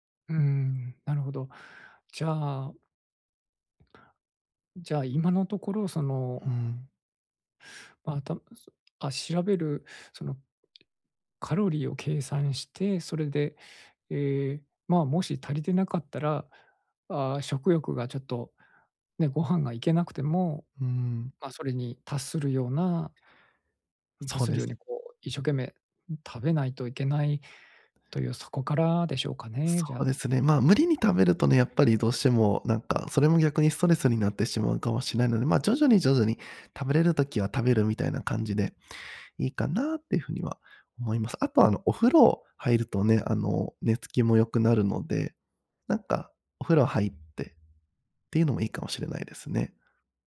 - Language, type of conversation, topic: Japanese, advice, 年齢による体力低下にどう向き合うか悩んでいる
- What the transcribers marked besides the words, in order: other noise